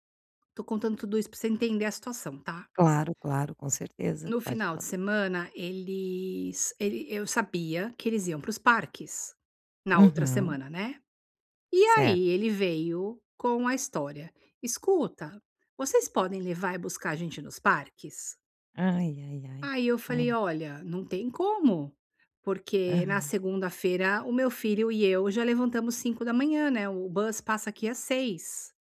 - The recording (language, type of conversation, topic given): Portuguese, advice, Como posso estabelecer limites pessoais sem me sentir culpado?
- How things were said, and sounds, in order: in English: "bus"